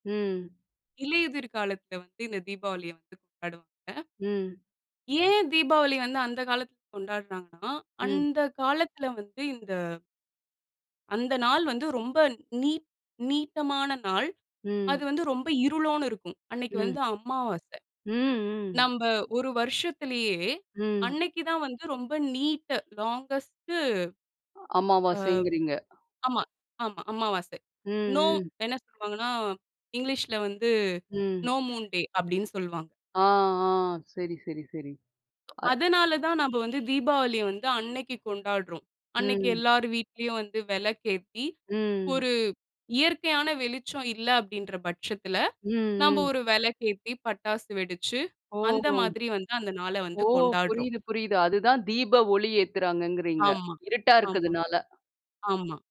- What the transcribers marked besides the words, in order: other background noise; in English: "நீட் லாங்கஸ்ட்"; tapping; in English: "நோ"; in English: "நோ மூன் டே"; other noise; other street noise
- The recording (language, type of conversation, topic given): Tamil, podcast, பண்டிகைகள் பருவங்களோடு எப்படி இணைந்திருக்கின்றன என்று சொல்ல முடியுமா?